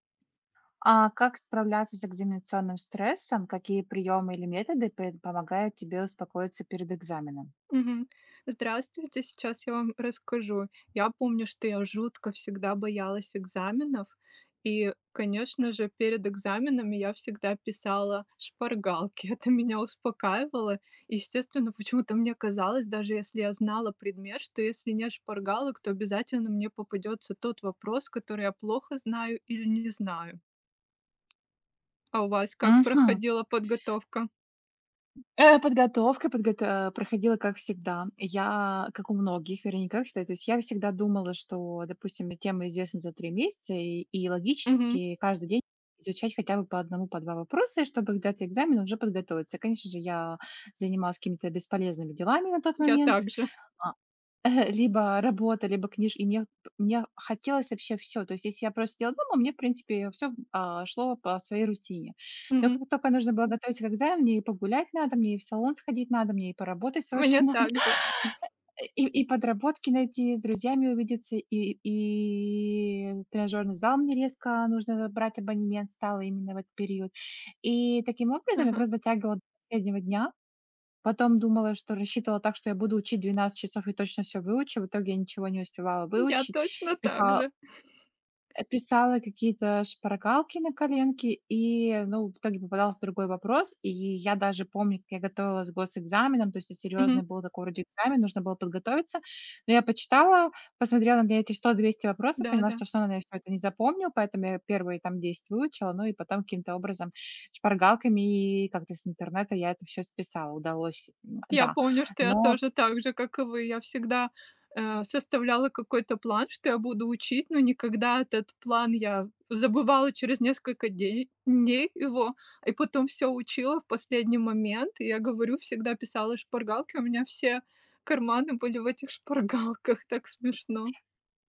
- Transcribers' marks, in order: tapping; other background noise; chuckle; chuckle; laughing while speaking: "срочно надо"; chuckle; laughing while speaking: "шпаргалках"
- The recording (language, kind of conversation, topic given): Russian, unstructured, Как справляться с экзаменационным стрессом?